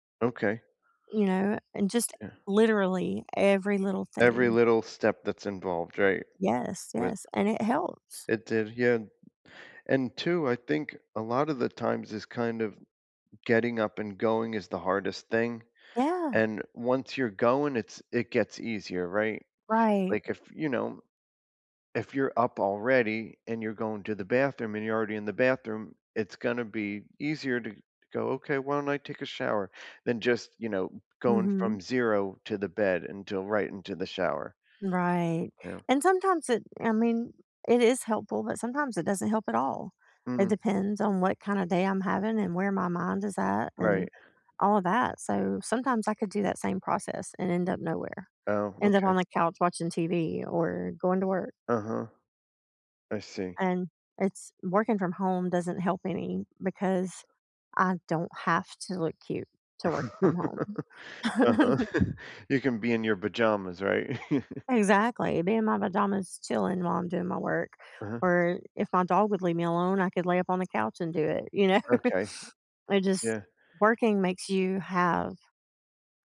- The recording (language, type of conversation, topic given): English, unstructured, How can I respond when people judge me for anxiety or depression?
- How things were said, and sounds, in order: laugh; chuckle; laugh; laughing while speaking: "know?"; chuckle